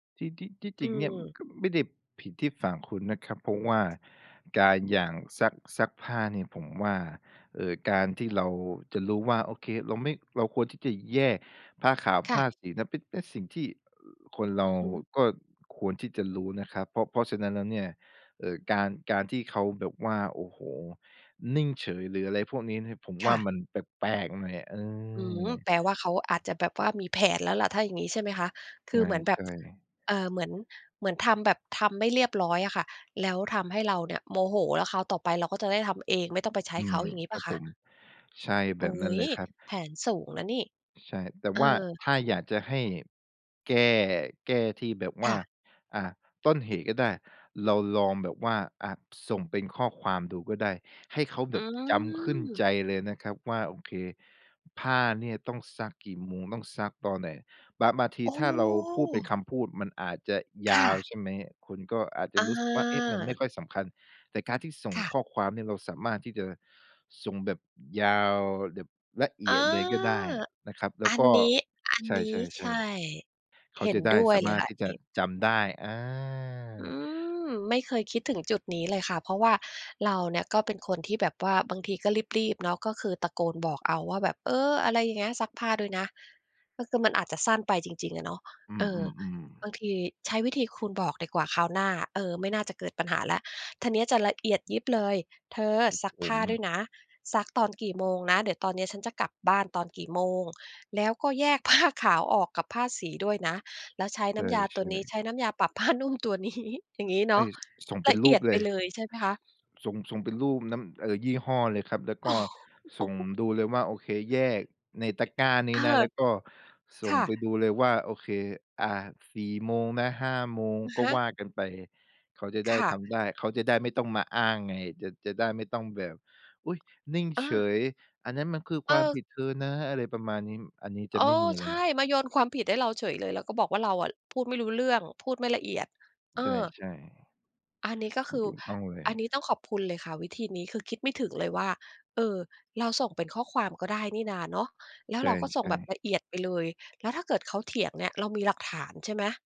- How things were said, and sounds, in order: tapping; other background noise; tsk; drawn out: "อืม"; joyful: "ผ้า"; laughing while speaking: "นี้"; chuckle
- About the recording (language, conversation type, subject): Thai, advice, คุณกับคนรักทะเลาะกันเพราะสื่อสารกันไม่เข้าใจบ่อยแค่ไหน และเกิดขึ้นในสถานการณ์แบบไหน?